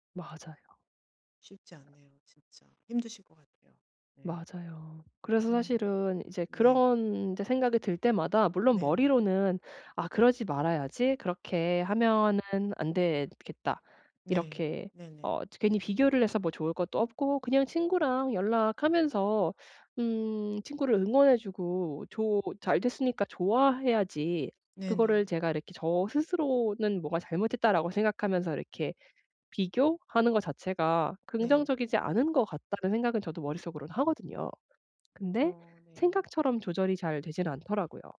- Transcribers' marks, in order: other background noise; tapping
- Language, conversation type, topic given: Korean, advice, 성공한 친구를 보면 제 가치가 떨어진다고 느끼는데, 어떻게 하면 좋을까요?